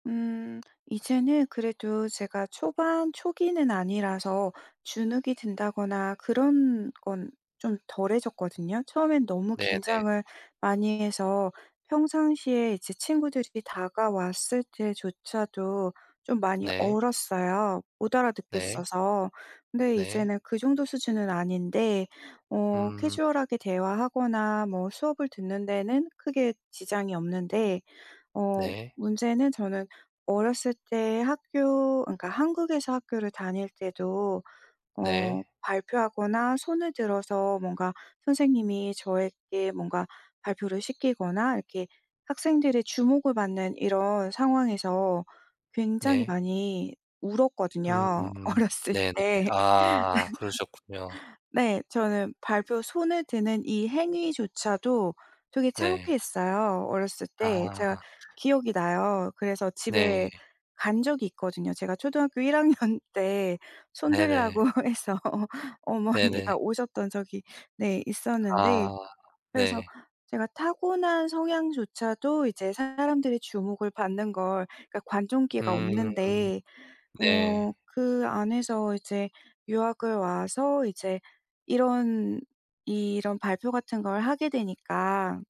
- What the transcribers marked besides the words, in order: tapping; other background noise; laughing while speaking: "어렸을 때"; laugh; laughing while speaking: "일 학년 때 손 들라고 해서 어머니가"
- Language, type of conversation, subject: Korean, advice, 중요한 발표를 앞두고 자신감이 부족할 때 어떻게 해야 할까요?